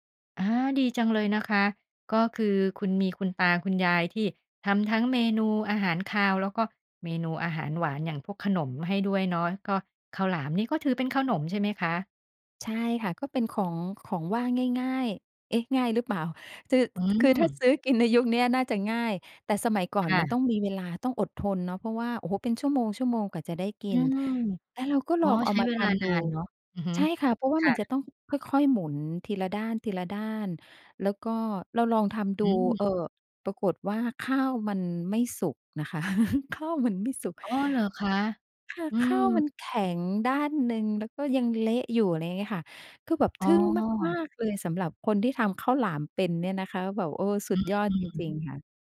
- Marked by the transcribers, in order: chuckle
- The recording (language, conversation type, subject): Thai, podcast, อาหารจานไหนที่ทำให้คุณคิดถึงคนในครอบครัวมากที่สุด?